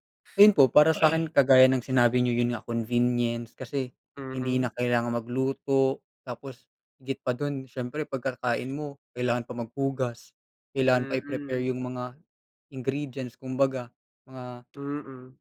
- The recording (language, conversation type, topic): Filipino, unstructured, Ano ang mas pinipili mo, pagkain sa labas o lutong bahay?
- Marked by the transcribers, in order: other noise